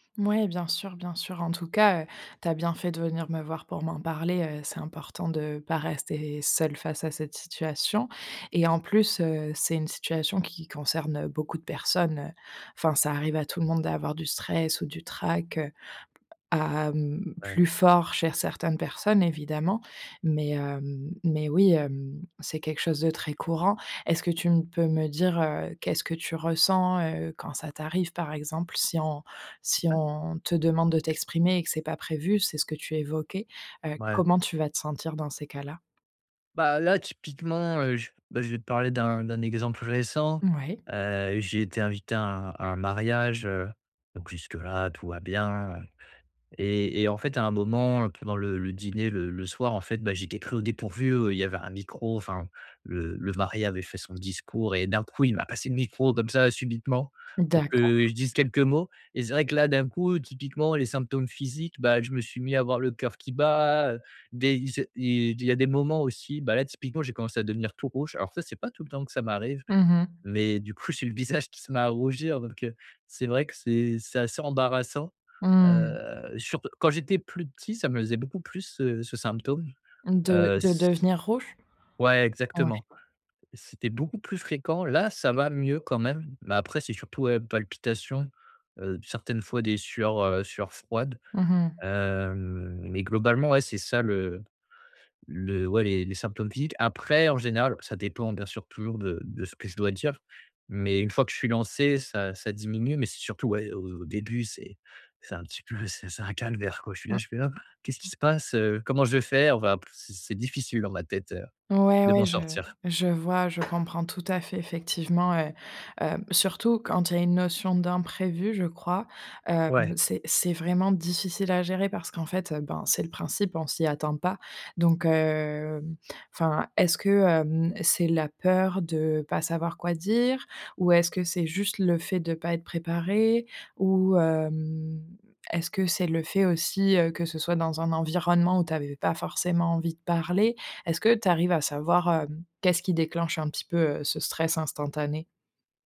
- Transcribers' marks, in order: other noise; laughing while speaking: "du coup j'ai eu le visage"; tapping; drawn out: "Hem"; gasp
- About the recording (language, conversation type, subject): French, advice, Comment puis-je mieux gérer mon trac et mon stress avant de parler en public ?